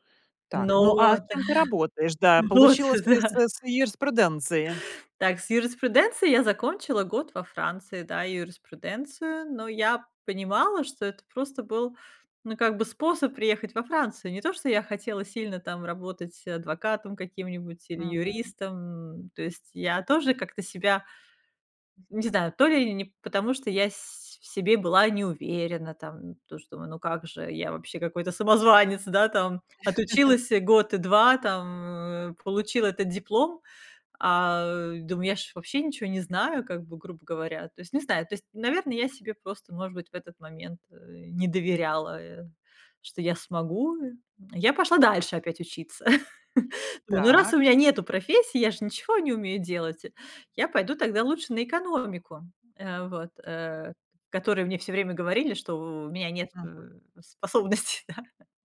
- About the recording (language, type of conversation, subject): Russian, podcast, Как понять, что пора менять профессию и учиться заново?
- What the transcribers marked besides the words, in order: other background noise; laughing while speaking: "Вот, да"; chuckle; tapping; chuckle; laughing while speaking: "способности, да"